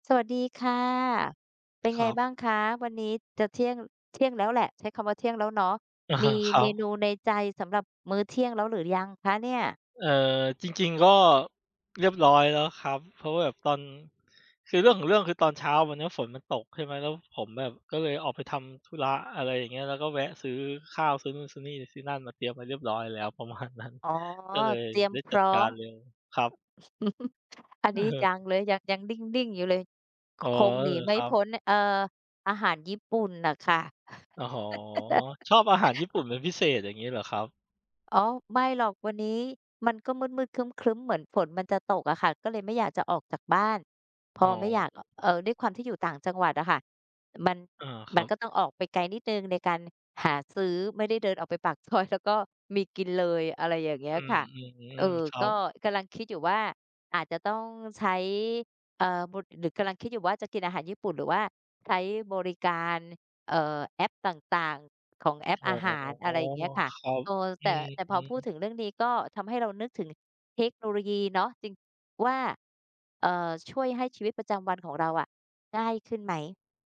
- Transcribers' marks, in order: laughing while speaking: "ประมาณนั้น"; chuckle; chuckle; laughing while speaking: "ซอย"
- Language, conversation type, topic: Thai, unstructured, เทคโนโลยีช่วยให้ชีวิตประจำวันของเราง่ายขึ้นอย่างไร?